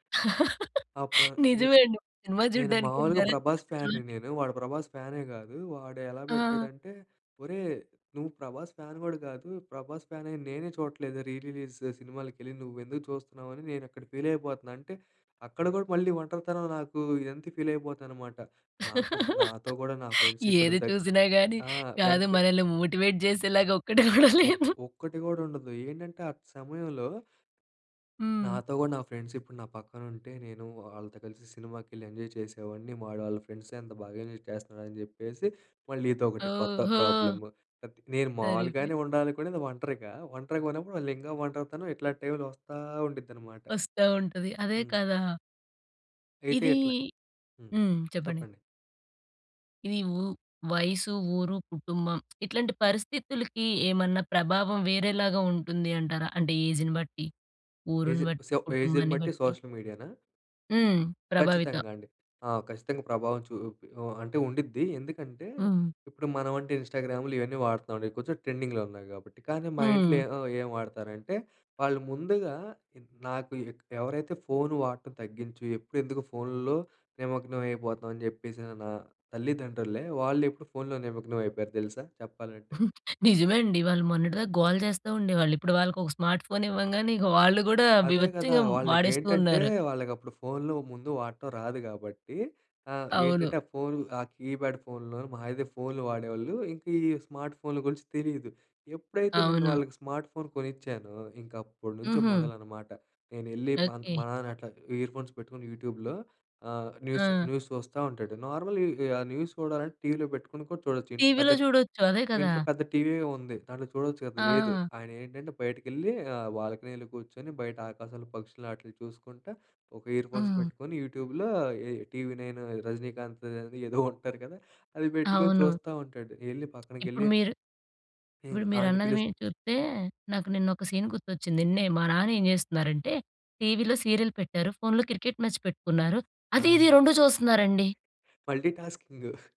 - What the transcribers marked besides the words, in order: laughing while speaking: "నిజమే అండి సినిమా చూడ్డానికి వెళ్ళారా అసల?"; in English: "ఫ్యాన్‌ని"; in English: "ఫ్యాన్"; in English: "రీ రిలీజ్"; in English: "ఫీల్"; in English: "ఫీల్"; laughing while speaking: "ఏది చూసినా గానీ, కాదు, మనల్ని మోటివేట్ చేసేలాగా ఒక్కటి గూడా లేదు"; in English: "ఫ్రెండ్స్"; in English: "మోటివేట్"; in English: "ఫ్రెండ్స్"; in English: "ఎంజాయ్"; in English: "ఫ్రెండ్స్‌తో"; in English: "ఎంజాయ్"; in English: "ప్రాబ్లమ్"; other noise; in English: "టైమ్‌లో"; tapping; other background noise; in English: "ఏజ్‌ని"; in English: "సో, ఏజ్‌ని"; in English: "సోషల్ మీడియానా?"; in English: "ట్రెండింగ్‌లో"; chuckle; in English: "స్మార్ట్ ఫోన్"; in English: "కీప్యాడ్"; in English: "స్మార్ట్"; in English: "స్మార్ట్ ఫోన్"; in English: "ఇయర్ ఫోన్స్"; in English: "యూట్యూబ్‌లో"; in English: "న్యూస్, న్యూస్"; in English: "న్యూస్"; in English: "బాల్కనీలో"; in English: "ఇయర్ ఫోన్స్"; in English: "నైన్'"; laughing while speaking: "ఏదో ఉంటారు కదా!"; in English: "సీన్"; in English: "సీరియల్"; in English: "మ్యాచ్"; in English: "మల్టీ"; chuckle
- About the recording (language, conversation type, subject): Telugu, podcast, సోషల్ మీడియా ఒంటరితనాన్ని ఎలా ప్రభావితం చేస్తుంది?